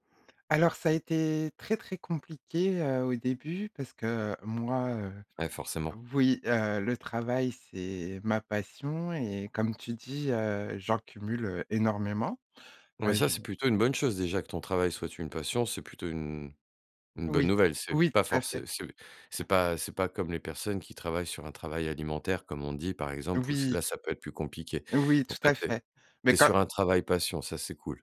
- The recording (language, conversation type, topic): French, podcast, Comment fais-tu pour séparer le travail de ta vie personnelle quand tu es chez toi ?
- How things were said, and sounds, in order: none